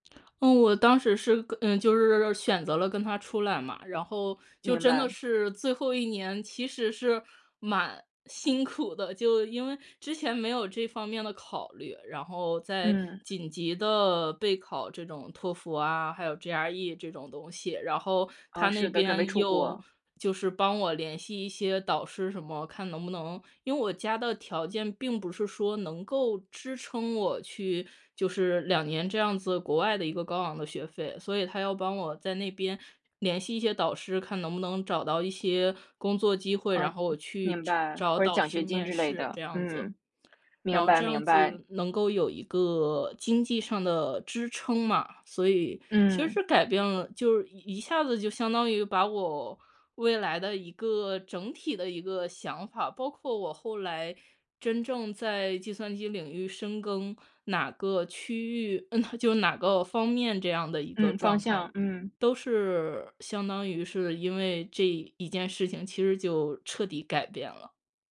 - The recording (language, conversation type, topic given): Chinese, podcast, 你有没有哪次偶遇，彻底改变了你的生活？
- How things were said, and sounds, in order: laughing while speaking: "嗯"